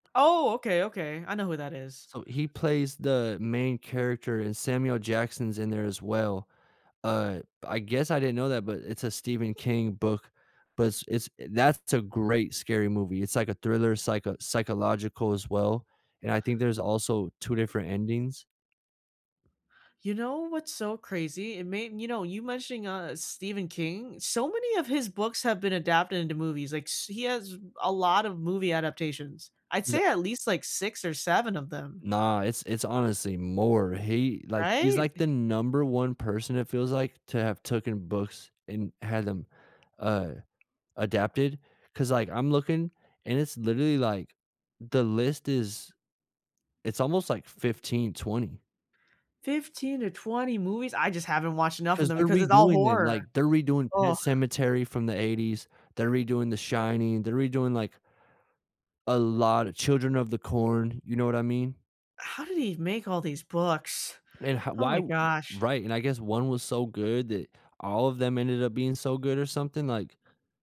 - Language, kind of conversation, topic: English, unstructured, Which books do you wish were adapted for film or television, and why do they resonate with you?
- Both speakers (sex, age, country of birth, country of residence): female, 25-29, Vietnam, United States; male, 30-34, United States, United States
- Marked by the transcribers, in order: tapping; other background noise; chuckle